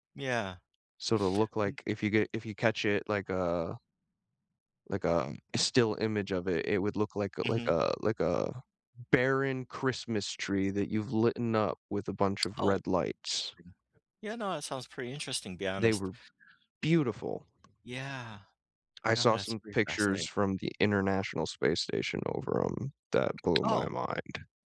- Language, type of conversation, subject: English, unstructured, Have you ever been amazed by a natural event, like a sunset or a storm?
- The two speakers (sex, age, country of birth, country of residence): male, 25-29, United States, United States; male, 60-64, Italy, United States
- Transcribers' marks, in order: tapping; stressed: "beautiful"; other background noise